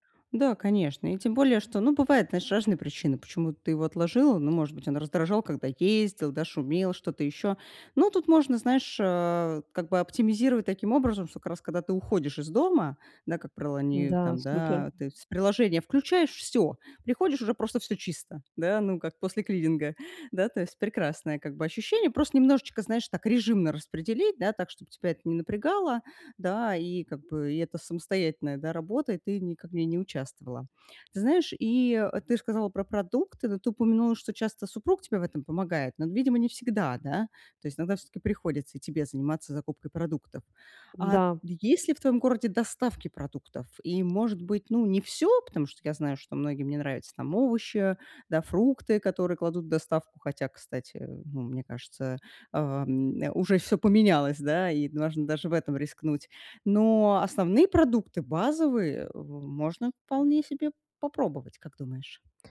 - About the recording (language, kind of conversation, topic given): Russian, advice, Как мне совмещать работу и семейные обязанности без стресса?
- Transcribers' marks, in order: none